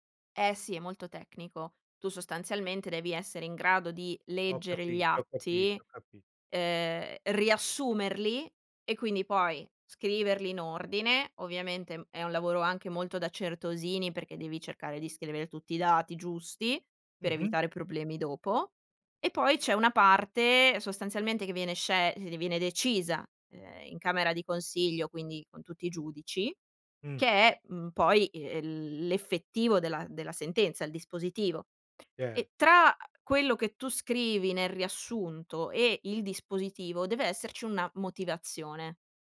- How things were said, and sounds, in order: other background noise; tapping
- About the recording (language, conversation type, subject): Italian, podcast, Ti capita di sentirti "a metà" tra due mondi? Com'è?